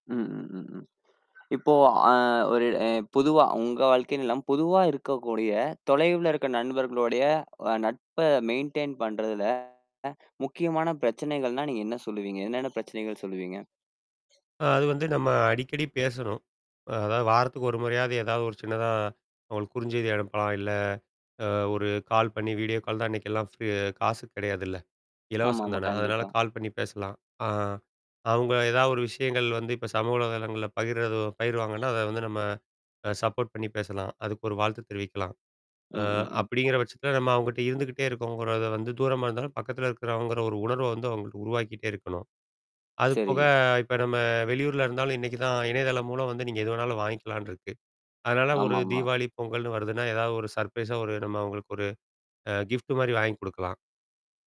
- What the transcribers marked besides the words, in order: mechanical hum; other background noise; in English: "மெயின்டெயின்"; distorted speech; static; "குறுஞ்செய்தி" said as "குறிஞ்சது"; in English: "வீடியோ கால்"; in English: "ஃப்ரீ"; in English: "சப்போர்ட்"; other noise; drawn out: "அதுபோக"; in English: "சர்ப்ரைஸா"; in English: "கிஃப்ட்"
- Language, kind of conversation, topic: Tamil, podcast, தொலைவில் இருக்கும் நண்பருடன் நட்புறவை எப்படிப் பேணுவீர்கள்?